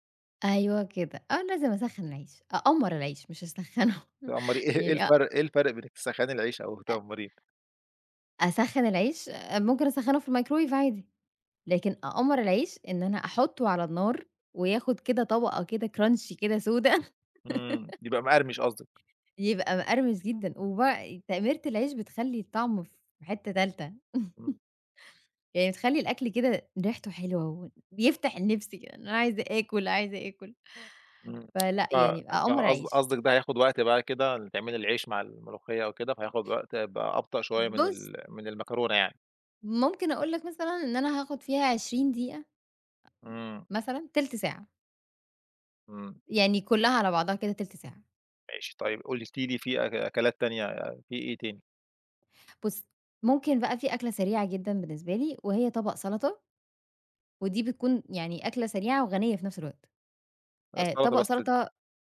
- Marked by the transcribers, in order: laugh; laughing while speaking: "إيه"; laughing while speaking: "أو تقمّريه؟"; in English: "كرانشي"; giggle; laugh
- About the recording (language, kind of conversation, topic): Arabic, podcast, إزاي بتجهّز وجبة بسيطة بسرعة لما تكون مستعجل؟